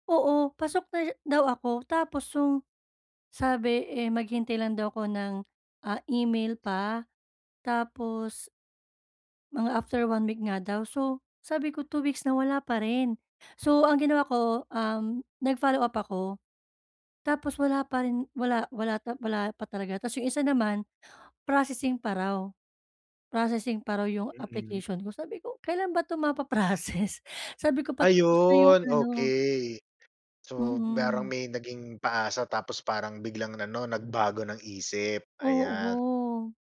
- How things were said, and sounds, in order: gasp; laughing while speaking: "mapa-process?"; "ano" said as "nano"
- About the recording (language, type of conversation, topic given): Filipino, advice, Paano ko muling mapananatili ang kumpiyansa sa sarili matapos ang pagkabigo?